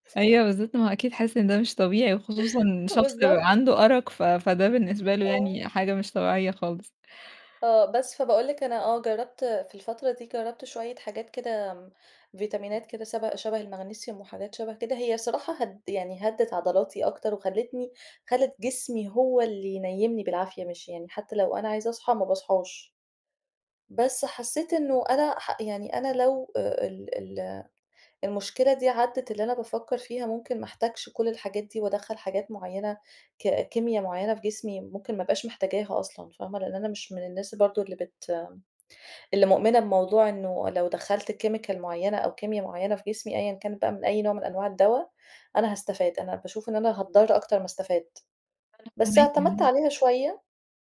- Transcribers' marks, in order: laughing while speaking: "بالضبط"; in English: "chemical"
- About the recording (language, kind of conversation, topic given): Arabic, advice, إزاي أقدر أنام لما الأفكار القلقة بتفضل تتكرر في دماغي؟